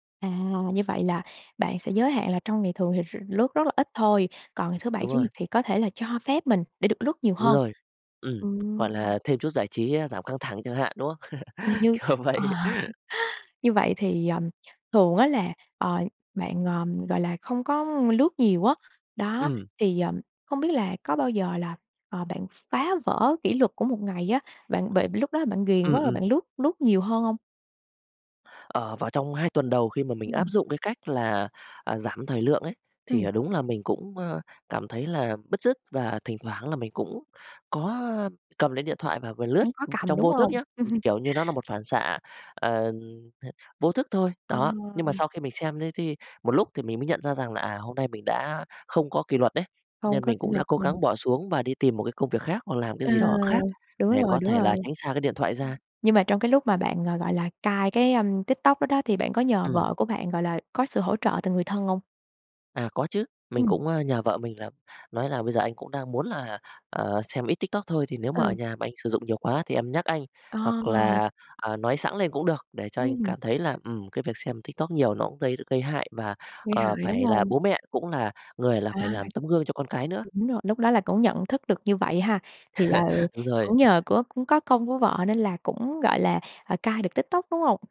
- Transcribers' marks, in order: tapping; laugh; laughing while speaking: "Kiểu vậy"; laughing while speaking: "ờ"; chuckle; laugh
- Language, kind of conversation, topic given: Vietnamese, podcast, Bạn đã bao giờ tạm ngừng dùng mạng xã hội một thời gian chưa, và bạn cảm thấy thế nào?